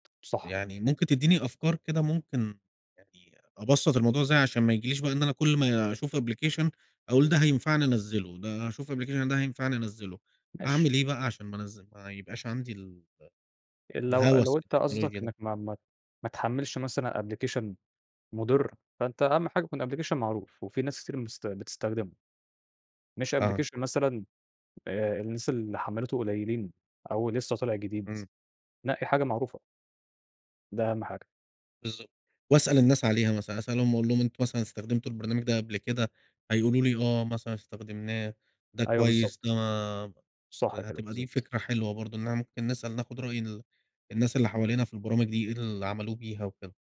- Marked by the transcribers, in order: tapping; in English: "application"; in English: "application"; in English: "application"; in English: "application"; in English: "application"; other background noise
- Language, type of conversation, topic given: Arabic, unstructured, إزاي نقدر نستخدم التكنولوجيا بحكمة من غير ما تأثر علينا بالسلب؟